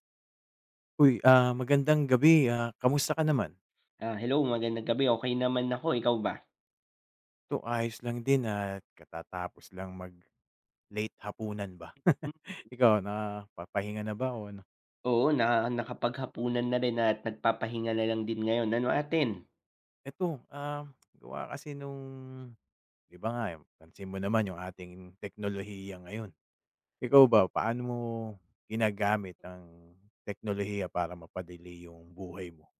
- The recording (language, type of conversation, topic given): Filipino, unstructured, Paano mo gagamitin ang teknolohiya para mapadali ang buhay mo?
- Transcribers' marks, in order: laugh; drawn out: "nung"; "mapadali" said as "mapadili"